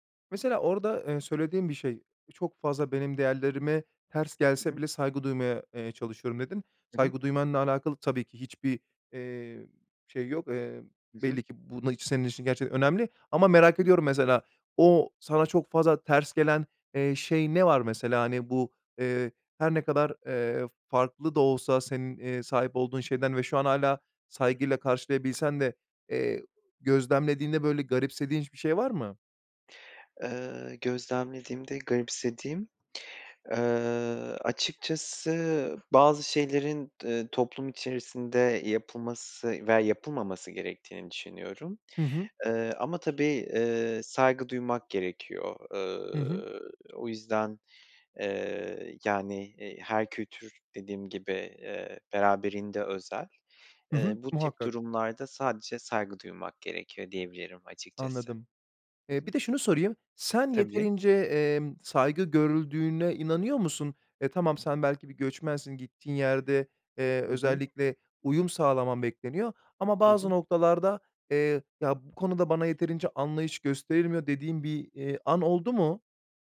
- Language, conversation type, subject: Turkish, podcast, Çokkültürlü arkadaşlıklar sana neler kattı?
- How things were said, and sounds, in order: other background noise